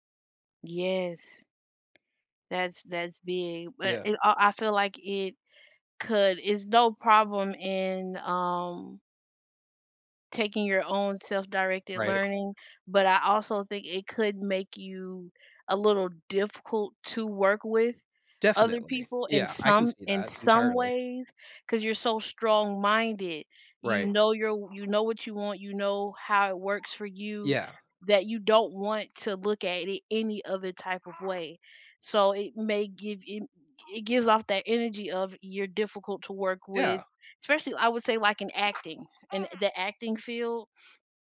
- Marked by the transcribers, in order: tapping; baby crying
- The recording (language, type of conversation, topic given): English, unstructured, How do mentorship and self-directed learning each shape your career growth?
- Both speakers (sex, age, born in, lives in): female, 20-24, United States, United States; male, 20-24, United States, United States